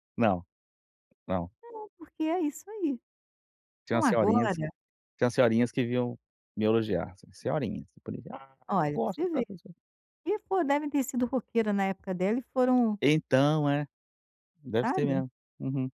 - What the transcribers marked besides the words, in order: tapping; unintelligible speech
- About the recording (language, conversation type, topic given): Portuguese, advice, Como posso separar, no dia a dia, quem eu sou da minha profissão?